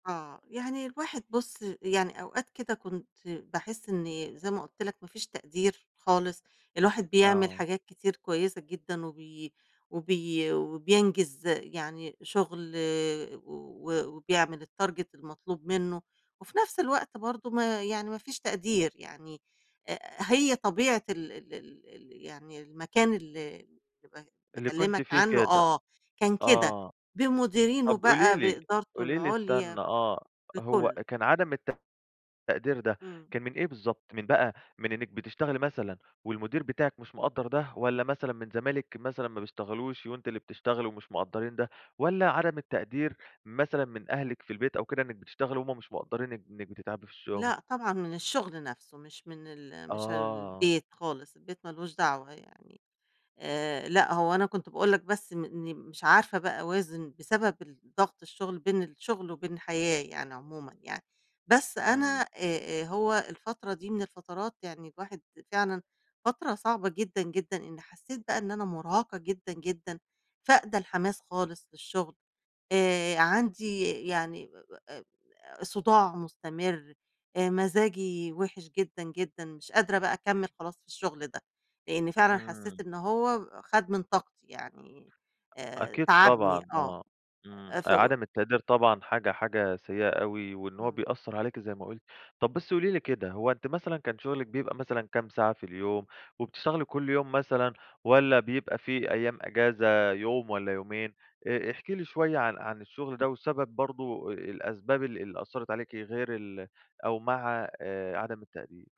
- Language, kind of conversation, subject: Arabic, podcast, إزاي بتتجنب الإرهاق من الشغل؟
- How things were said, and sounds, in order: in English: "الtarget"; unintelligible speech